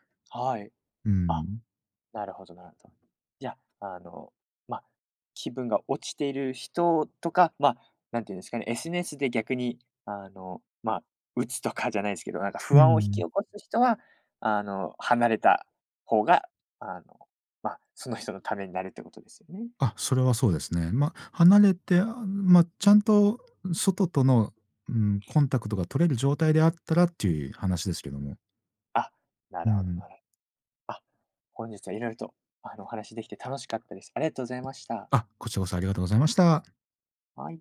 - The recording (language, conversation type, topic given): Japanese, podcast, SNSと気分の関係をどう捉えていますか？
- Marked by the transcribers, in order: "SNS" said as "エスネス"; other background noise; tapping